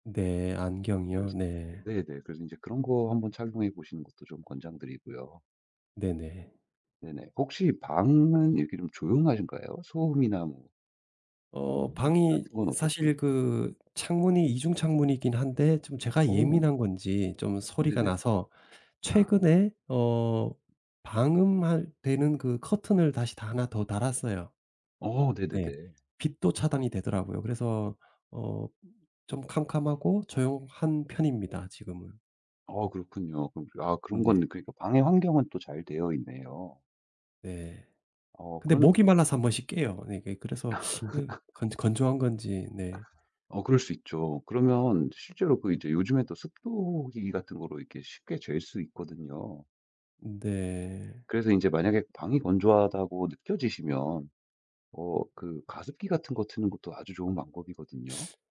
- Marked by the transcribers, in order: other background noise; laugh
- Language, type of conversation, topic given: Korean, advice, 정해진 시간에 잠자리에 드는 습관이 잘 정착되지 않는데 어떻게 하면 좋을까요?
- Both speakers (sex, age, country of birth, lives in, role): male, 35-39, United States, United States, advisor; male, 50-54, South Korea, United States, user